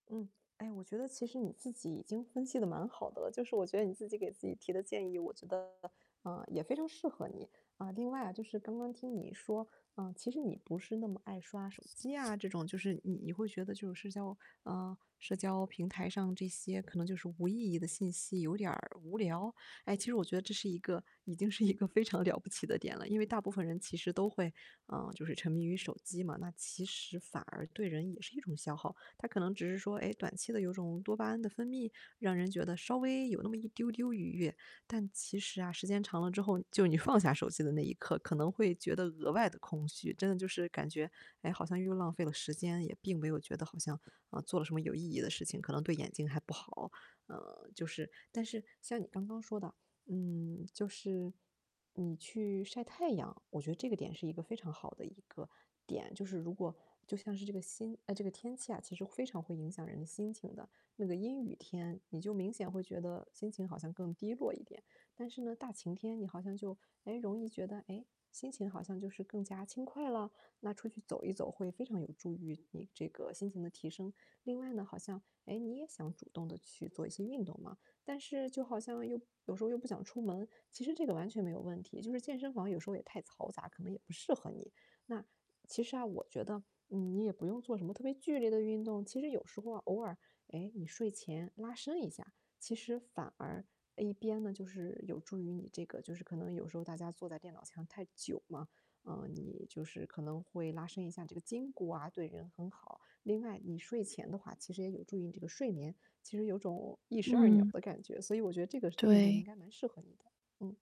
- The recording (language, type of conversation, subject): Chinese, advice, 为什么我休息了还是很累，是疲劳还是倦怠？
- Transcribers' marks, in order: static; distorted speech; other background noise; laughing while speaking: "一个"